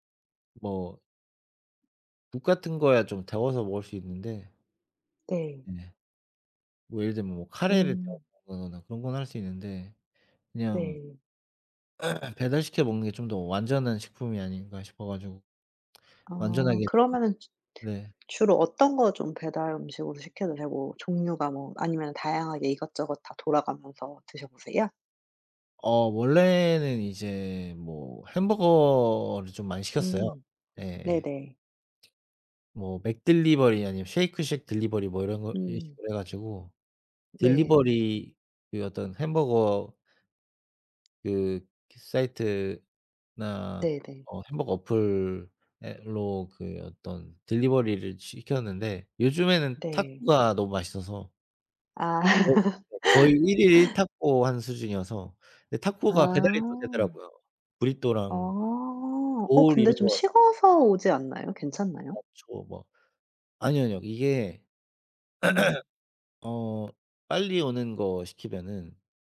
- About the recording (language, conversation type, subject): Korean, unstructured, 음식 배달 서비스를 너무 자주 이용하는 것은 문제가 될까요?
- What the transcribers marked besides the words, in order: other background noise; throat clearing; tapping; laughing while speaking: "아"; laugh; throat clearing